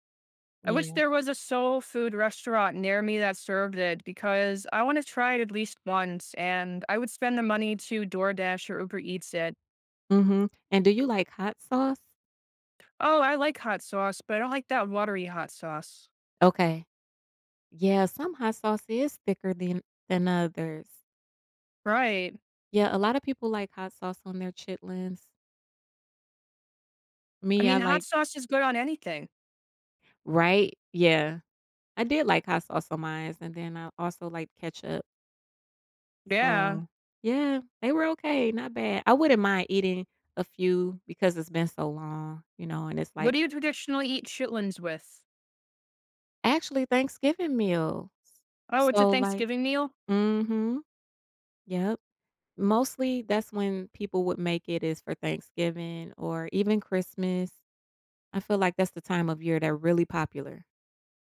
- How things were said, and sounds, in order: tapping
- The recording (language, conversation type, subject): English, unstructured, How do I balance tasty food and health, which small trade-offs matter?